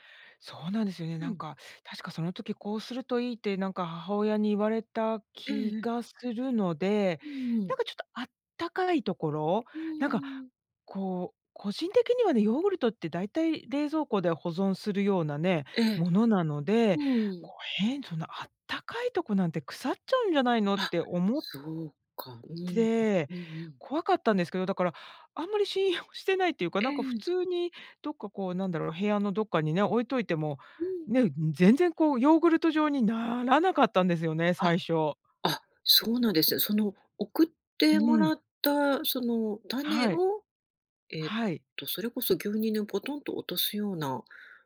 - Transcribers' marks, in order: laughing while speaking: "信用してない"; tapping
- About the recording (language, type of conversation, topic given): Japanese, podcast, 自宅で発酵食品を作ったことはありますか？